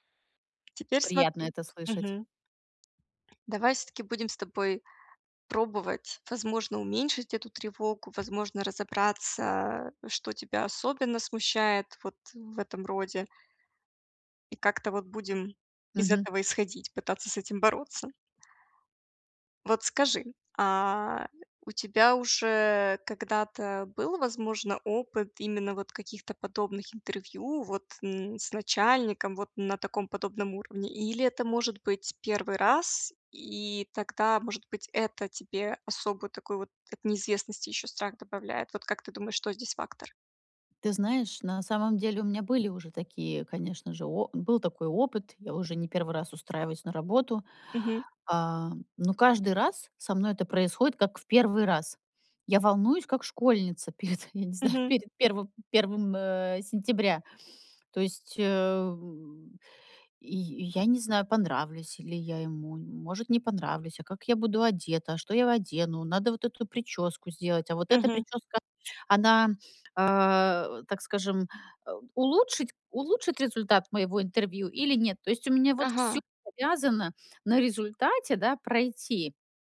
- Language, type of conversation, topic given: Russian, advice, Как справиться с тревогой перед важными событиями?
- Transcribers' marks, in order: tapping; other background noise; laughing while speaking: "перед, я не знаю"